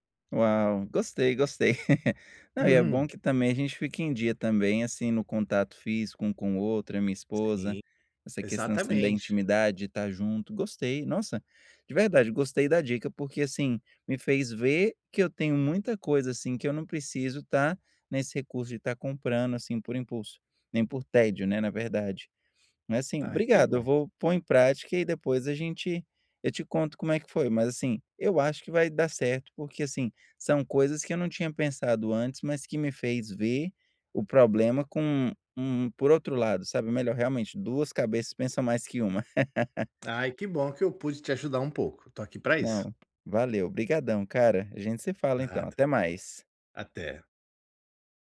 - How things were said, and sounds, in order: chuckle; laugh; tapping
- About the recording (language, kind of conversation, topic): Portuguese, advice, Como posso parar de gastar dinheiro quando estou entediado ou procurando conforto?